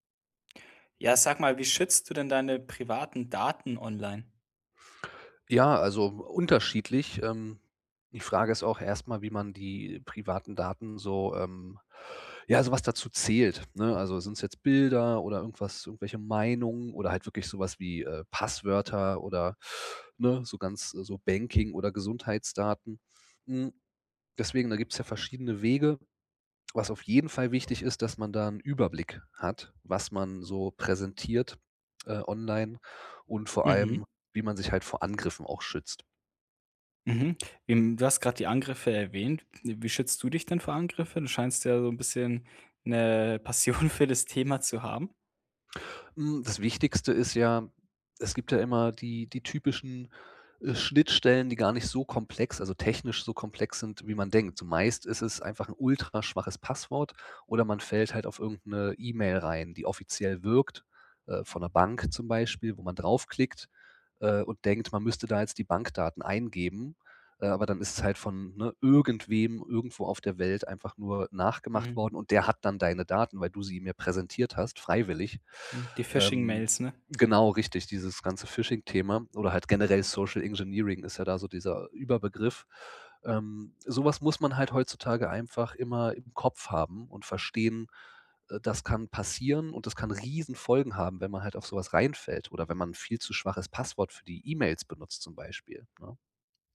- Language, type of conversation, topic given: German, podcast, Wie schützt du deine privaten Daten online?
- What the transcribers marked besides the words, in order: other background noise; laughing while speaking: "Passion"; stressed: "irgendwem"; in English: "Social Engineering"; stressed: "Riesenfolgen"